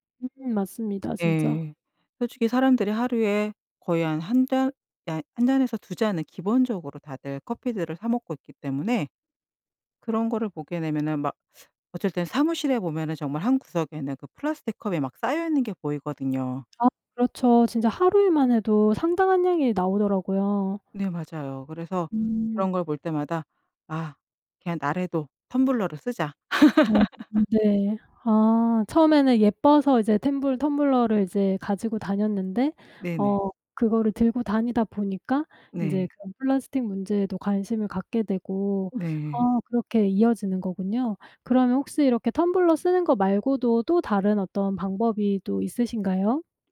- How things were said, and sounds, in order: laugh
- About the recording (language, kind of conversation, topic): Korean, podcast, 플라스틱 사용을 현실적으로 줄일 수 있는 방법은 무엇인가요?